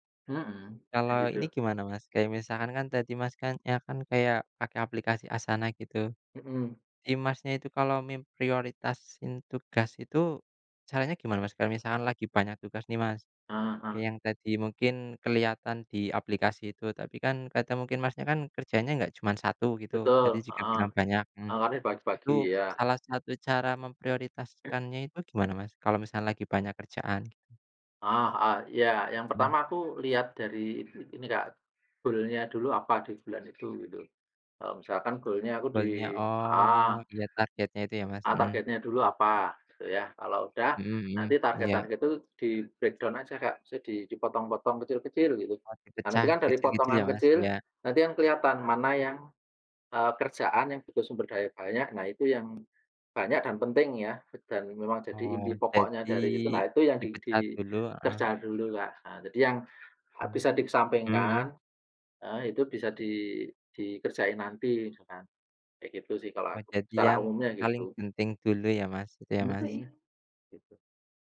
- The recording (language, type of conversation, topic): Indonesian, unstructured, Bagaimana cara kamu mengatur waktu agar lebih produktif?
- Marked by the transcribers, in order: other background noise; in English: "breakdown"; background speech